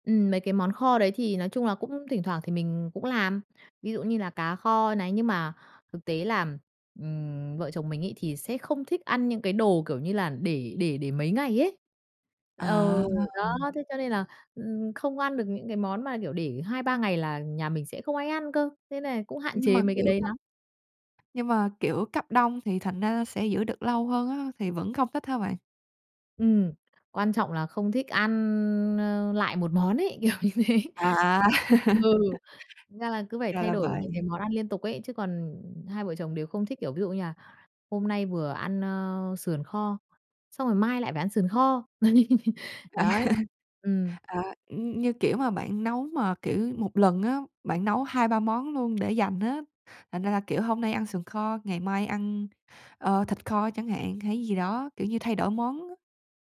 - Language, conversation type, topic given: Vietnamese, podcast, Bạn làm thế nào để chuẩn bị một bữa ăn vừa nhanh vừa lành mạnh?
- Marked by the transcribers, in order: horn; other background noise; laughing while speaking: "kiểu như thế"; laugh; tapping; laughing while speaking: "À"; laugh